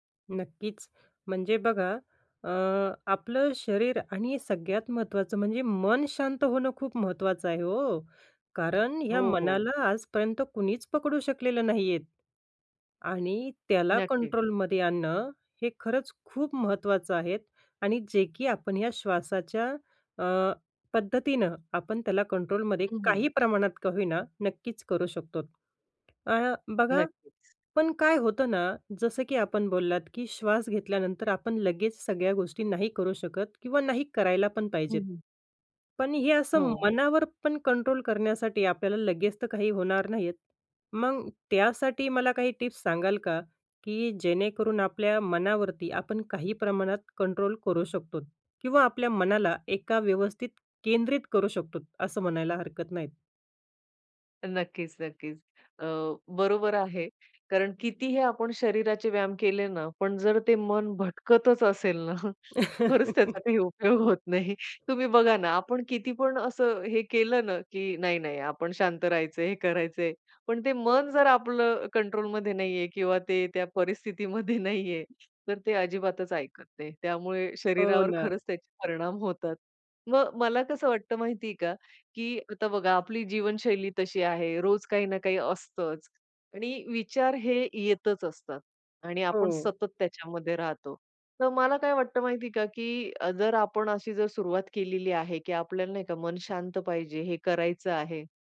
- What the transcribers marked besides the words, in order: "शकतो" said as "शकतोत"; tapping; other background noise; "नाही" said as "नाहीत"; laughing while speaking: "ना, खरंच त्याचा काही उपयोग होत नाही"; chuckle; laughing while speaking: "परिस्थितीमध्ये नाहीये"
- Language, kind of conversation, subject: Marathi, podcast, श्वासावर आधारित ध्यान कसे करावे?